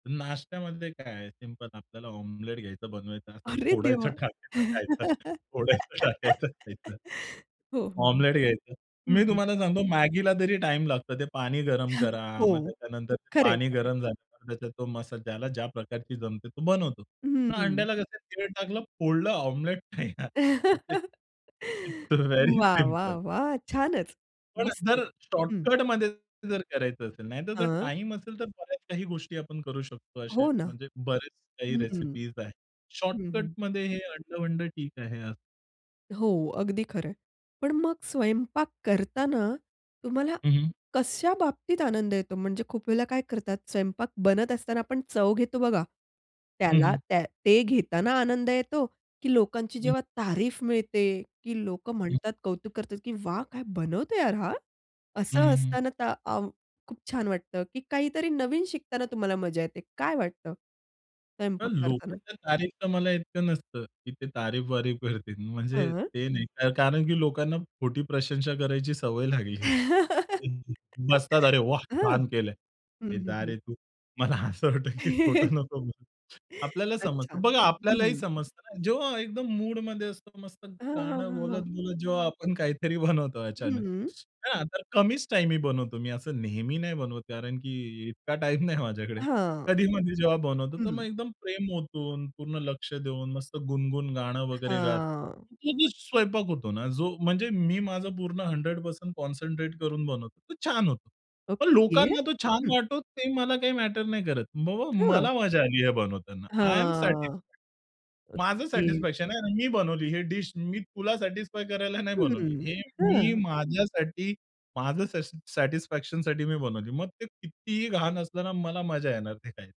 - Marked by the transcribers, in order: other background noise; laughing while speaking: "अरे देवा! हो, हो, हो"; laughing while speaking: "असं फोडायचं टाकायचं खायचं. फोडायचं टाकायचं खायचं"; other noise; laugh; in English: "इट्स व्हेरी सिंपल"; laughing while speaking: "लागली आहे"; laugh; tapping; laugh; in English: "कॉन्सन्ट्रेट"; in English: "आय एम सॅटिस्फायड"
- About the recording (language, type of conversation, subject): Marathi, podcast, स्वयंपाक करायला तुम्हाला काय आवडते?